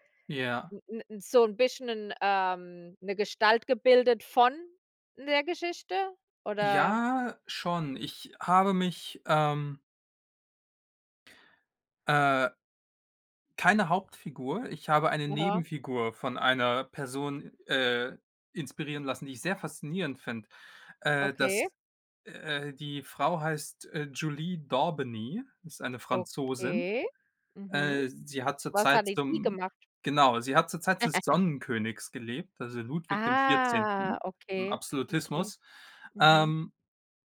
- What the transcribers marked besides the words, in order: other background noise; "Französin" said as "Franzosin"; giggle; drawn out: "Ah"
- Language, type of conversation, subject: German, unstructured, Welche historische Persönlichkeit findest du besonders inspirierend?
- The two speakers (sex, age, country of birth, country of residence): female, 35-39, Germany, United States; male, 25-29, Germany, Germany